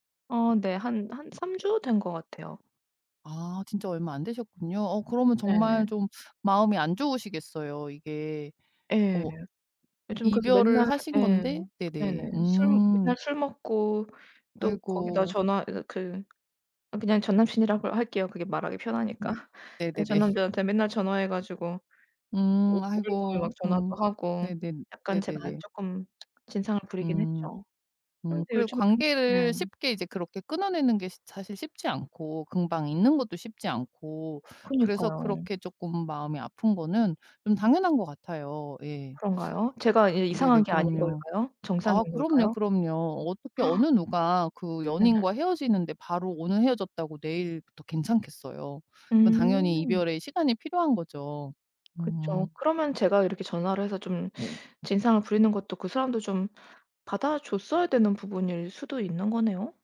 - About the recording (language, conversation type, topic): Korean, advice, SNS에서 전 연인의 새 연애를 보고 상처받았을 때 어떻게 해야 하나요?
- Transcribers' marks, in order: other background noise; laughing while speaking: "편하니까"; tsk; gasp; tapping